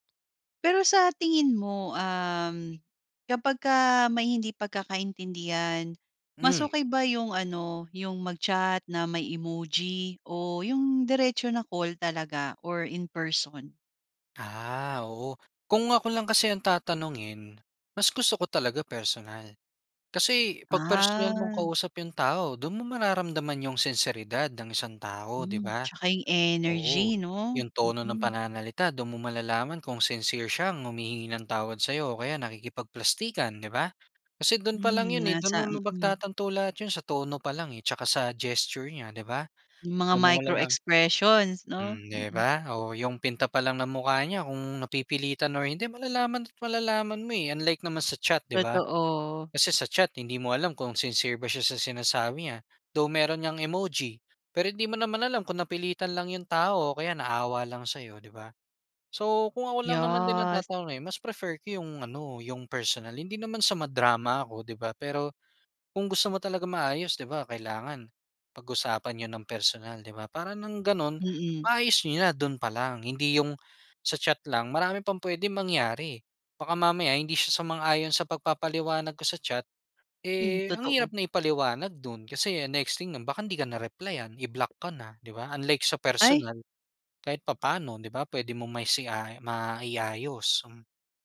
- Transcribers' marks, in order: tapping; in English: "micro expressions"
- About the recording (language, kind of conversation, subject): Filipino, podcast, Paano mo hinaharap ang hindi pagkakaintindihan?